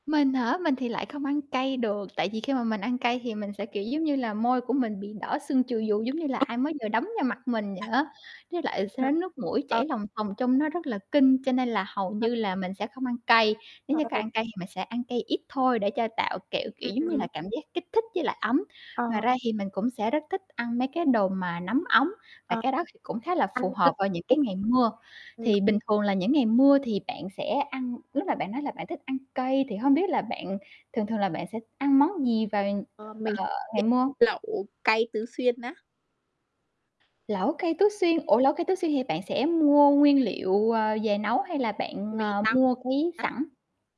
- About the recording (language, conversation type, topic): Vietnamese, unstructured, Bữa ăn nào sẽ là hoàn hảo nhất cho một ngày mưa?
- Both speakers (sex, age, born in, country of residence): female, 20-24, Vietnam, Vietnam; female, 30-34, Vietnam, Vietnam
- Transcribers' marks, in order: tapping; other background noise; distorted speech; unintelligible speech; unintelligible speech; unintelligible speech; unintelligible speech